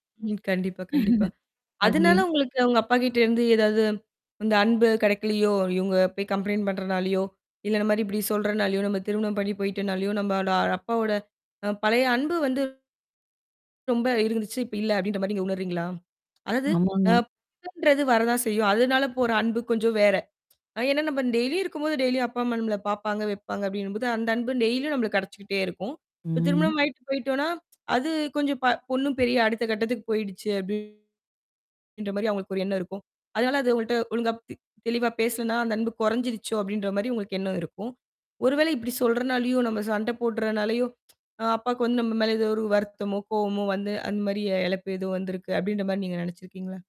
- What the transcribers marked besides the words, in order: static; laugh; distorted speech; in English: "கம்ப்லைன்ட்"; other background noise; other noise; tapping; tsk
- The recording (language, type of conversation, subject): Tamil, podcast, நீங்கள் அன்பான ஒருவரை இழந்த அனுபவம் என்ன?